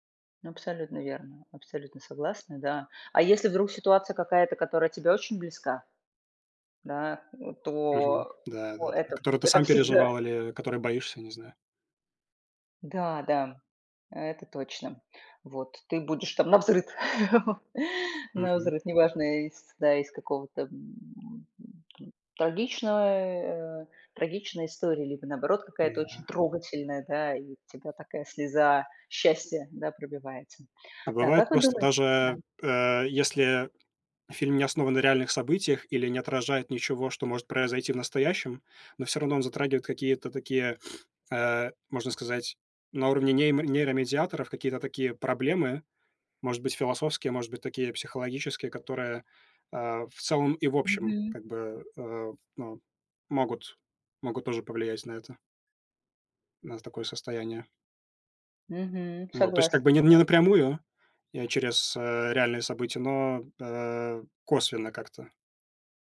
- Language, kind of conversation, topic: Russian, unstructured, Почему фильмы часто вызывают сильные эмоции у зрителей?
- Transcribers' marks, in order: chuckle; other background noise; sniff